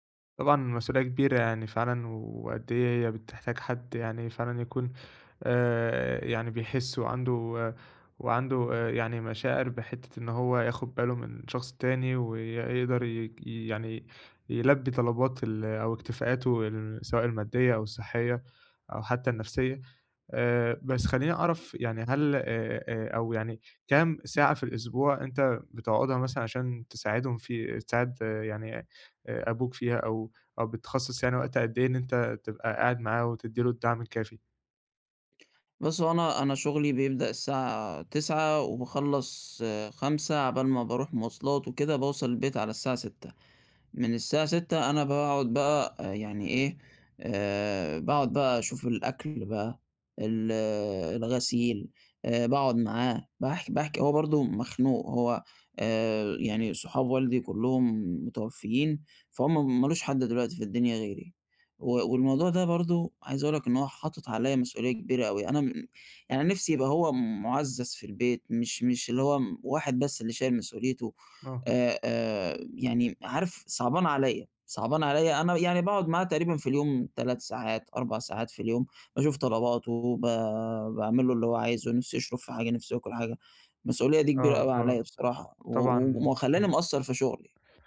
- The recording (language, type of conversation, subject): Arabic, advice, إزاي أوازن بين الشغل ومسؤوليات رعاية أحد والديّ؟
- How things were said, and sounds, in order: tapping